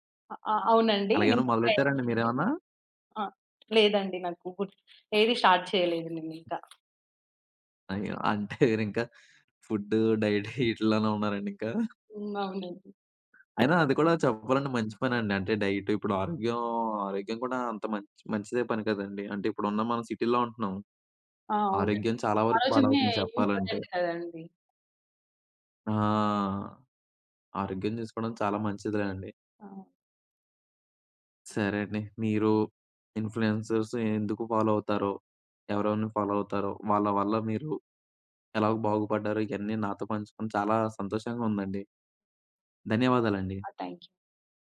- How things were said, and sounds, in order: unintelligible speech; tapping; in English: "స్టార్ట్"; other background noise; chuckle; in English: "ఫుడ్, డైట్"; in English: "డైట్"; in English: "సిటీలో"; in English: "ఇంపార్టెంట్"; drawn out: "ఆ!"; in English: "ఇన్‌ఫ్లుయెన్సర్స్"; in English: "ఫాలో"; in English: "ఫాలో"
- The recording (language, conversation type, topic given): Telugu, podcast, మీరు సోషల్‌మీడియా ఇన్‌ఫ్లూఎన్సర్‌లను ఎందుకు అనుసరిస్తారు?